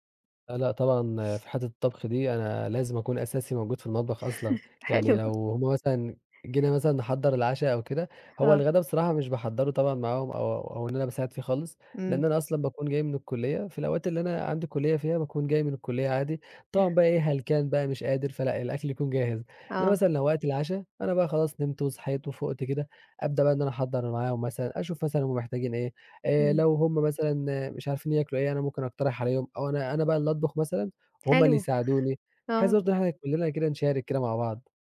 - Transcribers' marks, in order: sniff; laugh; laughing while speaking: "حلو"; other background noise
- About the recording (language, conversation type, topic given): Arabic, podcast, احكيلي عن روتينك اليومي في البيت؟